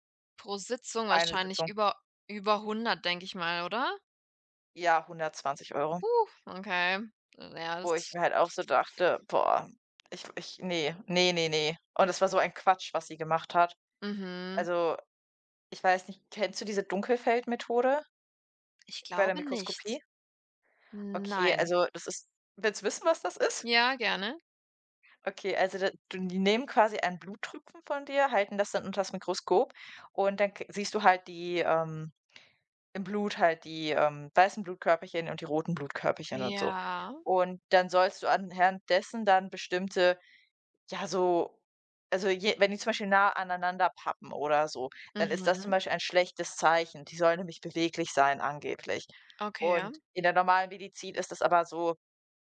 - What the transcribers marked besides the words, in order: other noise; other background noise
- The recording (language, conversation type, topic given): German, unstructured, Warum ist Budgetieren wichtig?